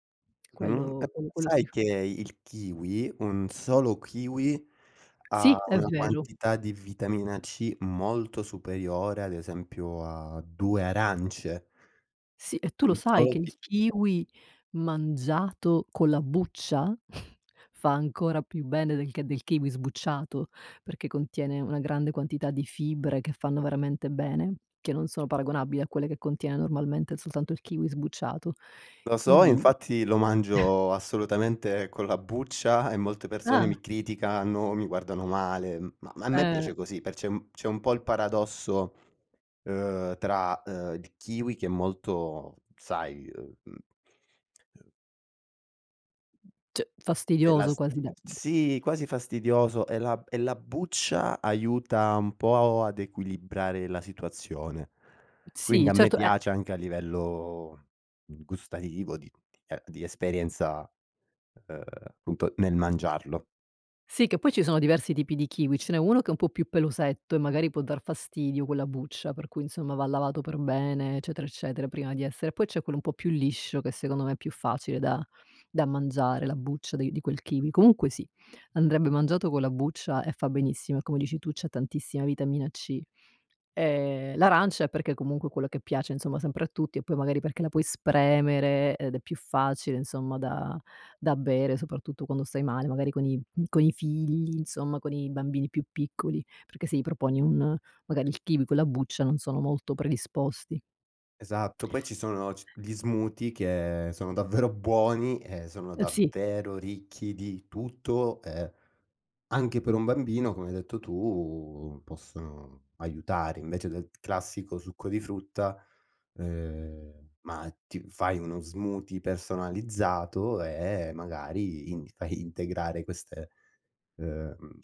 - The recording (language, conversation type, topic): Italian, podcast, Quali alimenti pensi che aiutino la guarigione e perché?
- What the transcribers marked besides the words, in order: unintelligible speech; other background noise; tapping; chuckle; chuckle; "Cioè" said as "ceh"; tsk; in English: "smoothie"; in English: "smoothie"